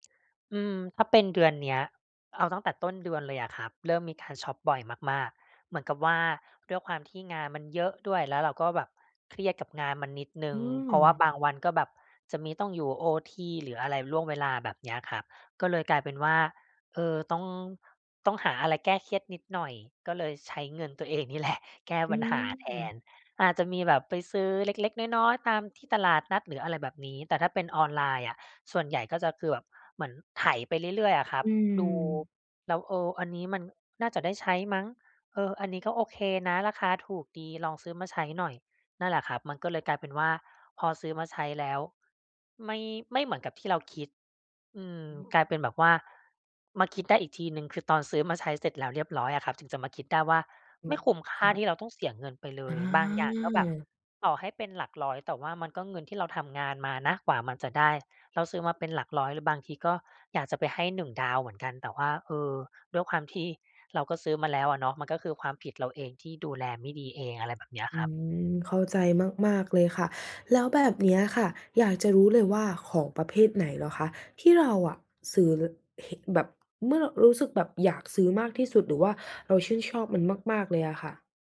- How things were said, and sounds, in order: tapping; laughing while speaking: "แหละ"; drawn out: "อา"
- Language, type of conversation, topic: Thai, advice, จะควบคุมการช็อปปิ้งอย่างไรไม่ให้ใช้เงินเกินความจำเป็น?